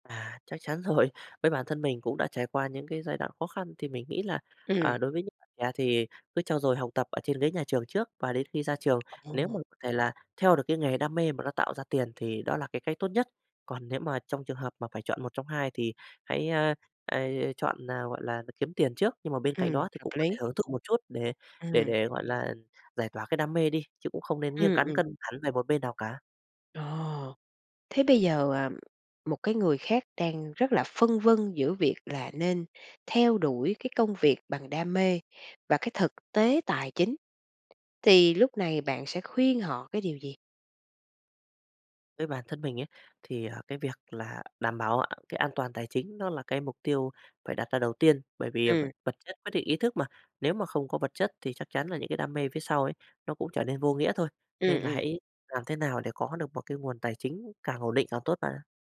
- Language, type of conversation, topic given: Vietnamese, podcast, Bạn cân bằng giữa đam mê và tiền bạc thế nào?
- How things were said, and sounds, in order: laughing while speaking: "rồi"; tapping; other background noise; bird; other noise